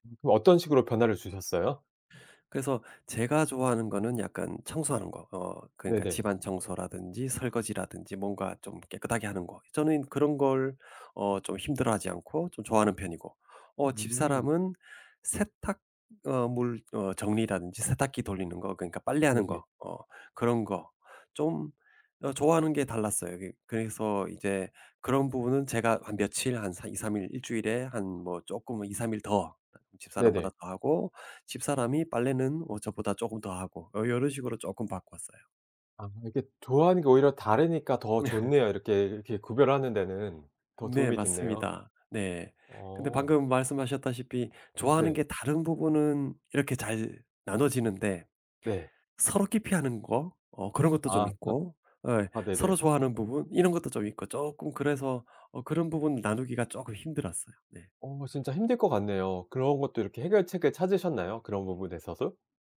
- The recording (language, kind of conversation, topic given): Korean, podcast, 집안일 분담은 보통 어떻게 정하시나요?
- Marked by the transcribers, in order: other background noise; tapping; laugh; laugh